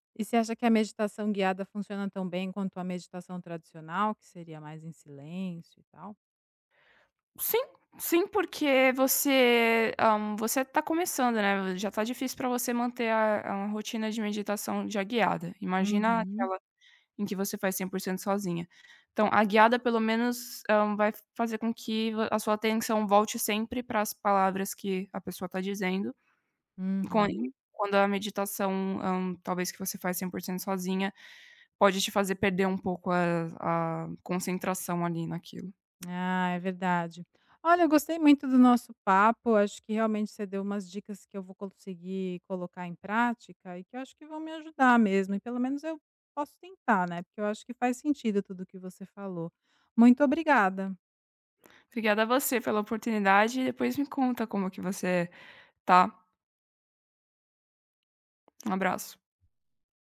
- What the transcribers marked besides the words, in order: tapping; tongue click
- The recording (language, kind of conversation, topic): Portuguese, advice, Por que ainda me sinto tão cansado todas as manhãs, mesmo dormindo bastante?